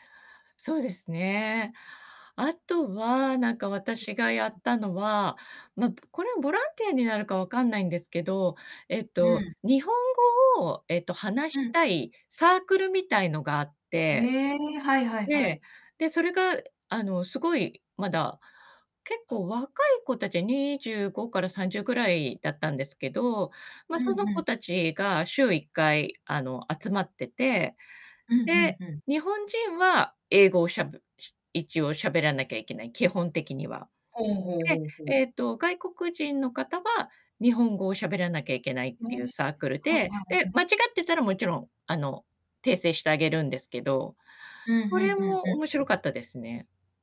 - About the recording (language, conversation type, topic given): Japanese, unstructured, ボランティア活動に参加したことはありますか？
- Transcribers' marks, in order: unintelligible speech; other background noise; distorted speech